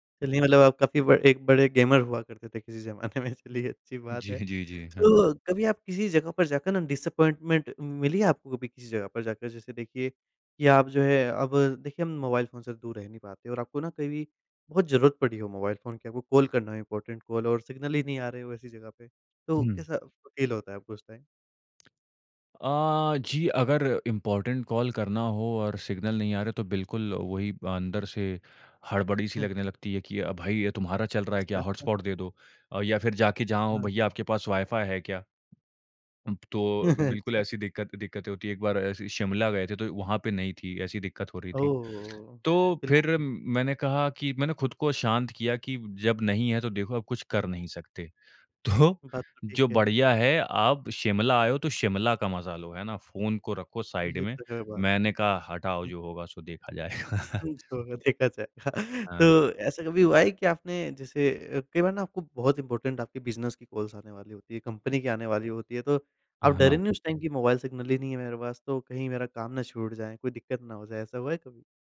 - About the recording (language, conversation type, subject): Hindi, podcast, बिना मोबाइल सिग्नल के बाहर रहना कैसा लगता है, अनुभव बताओ?
- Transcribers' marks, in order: in English: "गेमर"; laughing while speaking: "ज़माने में"; in English: "डिसअपॉइंटमेंट"; in English: "इम्पॉर्टेंट कॉल"; in English: "सिग्नल"; in English: "फ़ील"; in English: "टाइम?"; in English: "इम्पॉर्टेन्ट कॉल"; in English: "सिग्नल"; unintelligible speech; laugh; laughing while speaking: "तो"; in English: "साइड"; laughing while speaking: "जाएगा"; unintelligible speech; laughing while speaking: "जो होगा, देखा जाएगा"; laugh; in English: "इम्पॉर्टेन्ट"; in English: "कॉल्स"; in English: "टाइम"; in English: "सिग्नल"